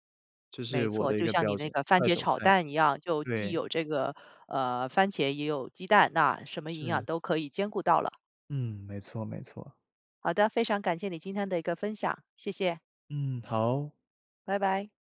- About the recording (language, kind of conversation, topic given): Chinese, podcast, 你是怎么开始学做饭的？
- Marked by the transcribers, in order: none